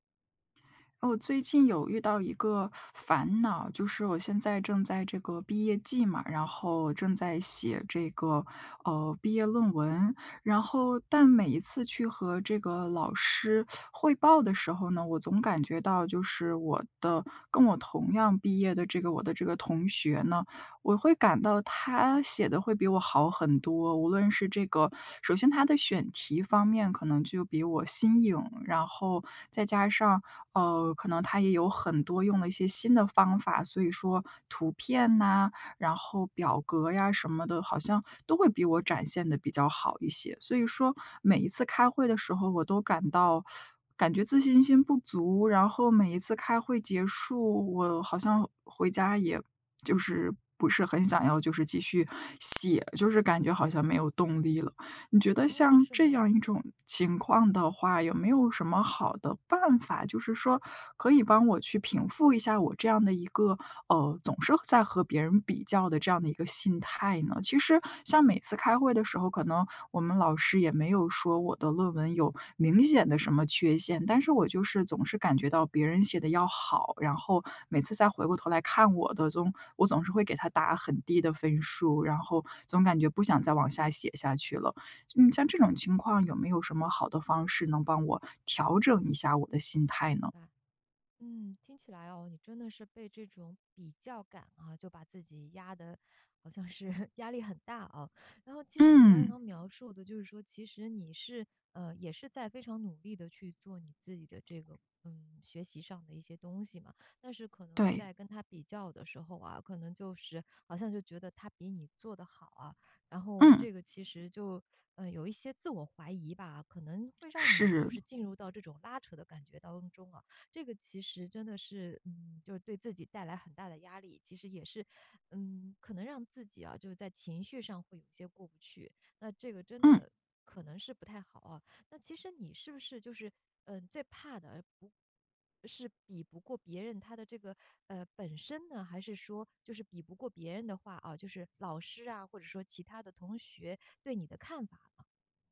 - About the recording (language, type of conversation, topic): Chinese, advice, 你通常在什么情况下会把自己和别人比较，这种比较又会如何影响你的创作习惯？
- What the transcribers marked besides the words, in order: teeth sucking; other background noise; laughing while speaking: "好像是"